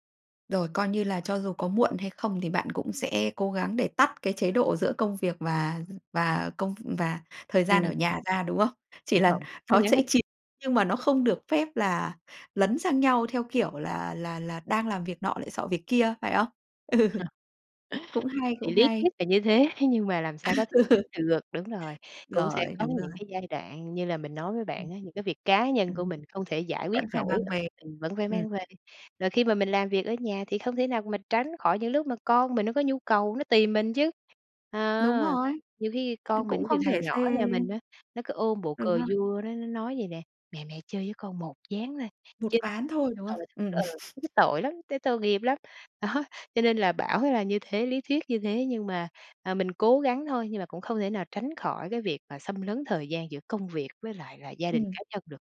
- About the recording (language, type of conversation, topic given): Vietnamese, podcast, Bạn xử lý thế nào khi công việc lấn sang thời gian cá nhân của mình?
- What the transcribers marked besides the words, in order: laugh; laughing while speaking: "Ừ"; laughing while speaking: "thế"; tapping; laugh; laugh; laughing while speaking: "Đó"